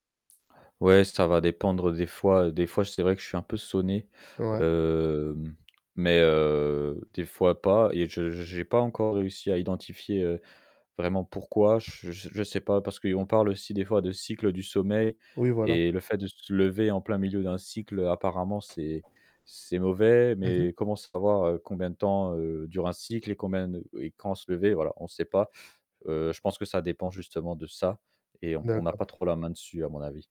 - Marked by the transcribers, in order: static; drawn out: "hem"; distorted speech; tapping
- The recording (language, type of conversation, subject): French, podcast, Quel est ton rapport au café et à la sieste ?
- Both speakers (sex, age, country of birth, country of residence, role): male, 25-29, France, France, guest; male, 30-34, France, France, host